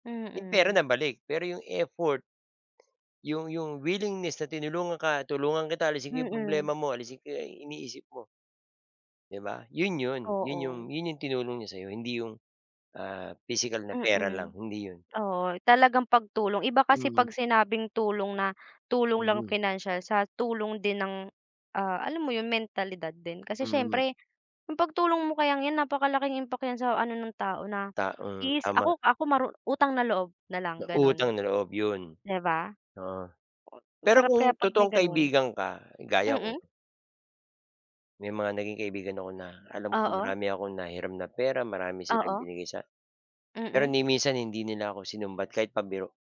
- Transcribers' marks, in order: none
- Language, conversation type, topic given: Filipino, unstructured, Paano mo ipinapakita ang pasasalamat mo sa mga taong tumutulong sa iyo?